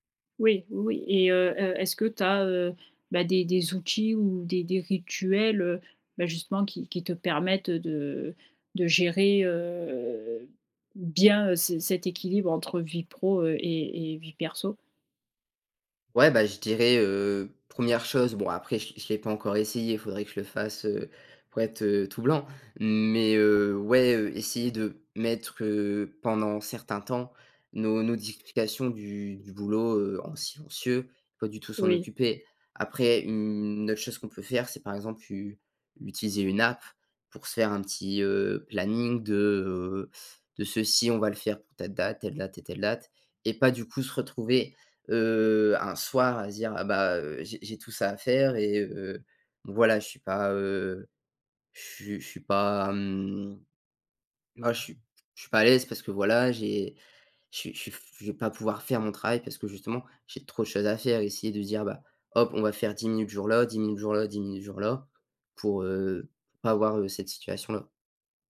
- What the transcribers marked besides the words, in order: unintelligible speech
- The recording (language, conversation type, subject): French, podcast, Comment gères-tu ton équilibre entre vie professionnelle et vie personnelle au quotidien ?